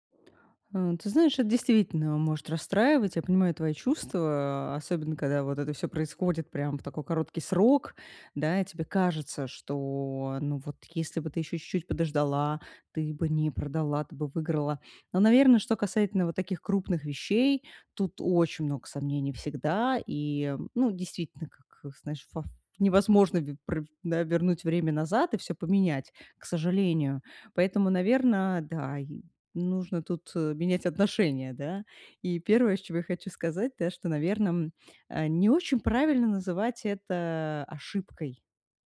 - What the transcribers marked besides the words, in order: none
- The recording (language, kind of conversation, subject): Russian, advice, Как справиться с ошибкой и двигаться дальше?